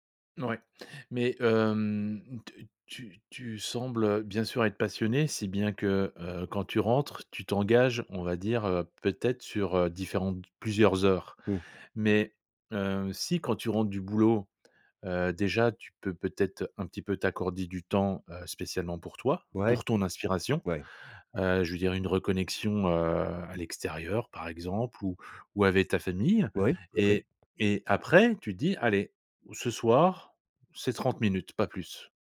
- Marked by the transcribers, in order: tapping
- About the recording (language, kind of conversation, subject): French, advice, Comment le stress et l’anxiété t’empêchent-ils de te concentrer sur un travail important ?